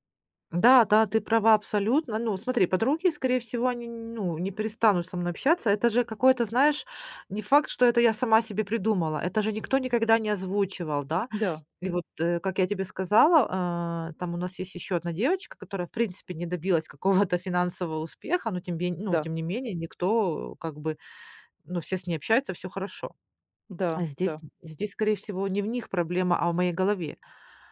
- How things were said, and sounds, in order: laughing while speaking: "какого-то"
- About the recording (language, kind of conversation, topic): Russian, advice, Как вы переживаете ожидание, что должны всегда быть успешным и финансово обеспеченным?